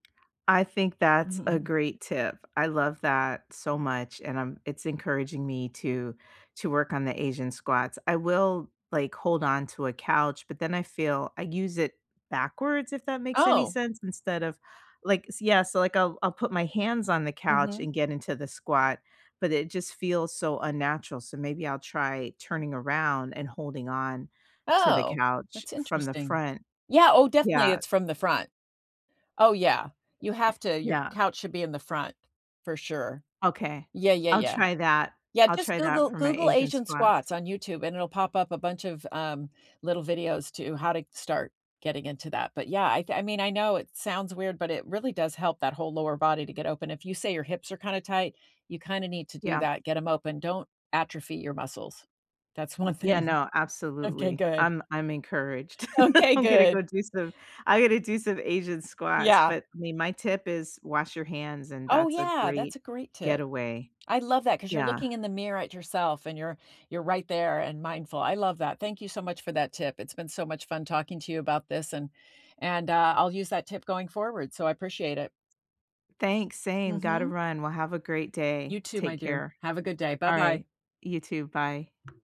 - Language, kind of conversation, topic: English, unstructured, Which simple mindfulness practices fit into your busy schedule, and how can we support each other in sticking with them?
- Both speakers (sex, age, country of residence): female, 55-59, United States; female, 65-69, United States
- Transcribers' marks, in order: chuckle; other background noise; laughing while speaking: "one thing"; laugh; tapping